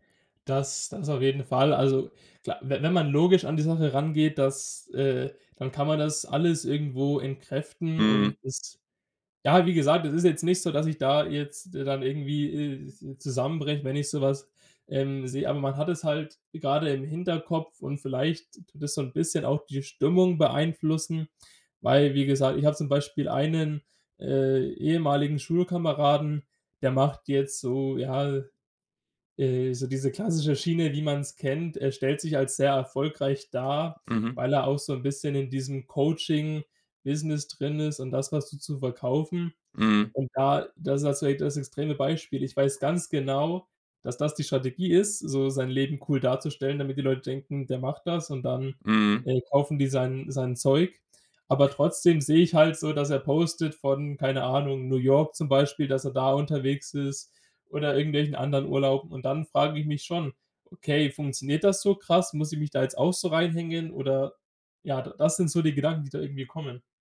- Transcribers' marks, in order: none
- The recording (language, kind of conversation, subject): German, podcast, Welchen Einfluss haben soziale Medien auf dein Erfolgsempfinden?